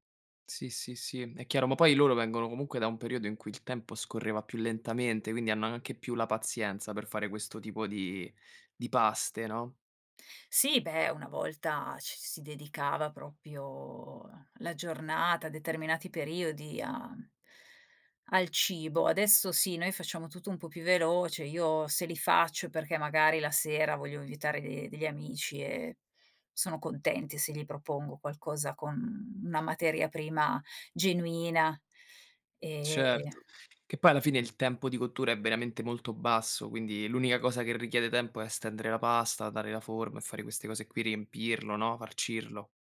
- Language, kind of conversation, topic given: Italian, podcast, C’è una ricetta che racconta la storia della vostra famiglia?
- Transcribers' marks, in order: none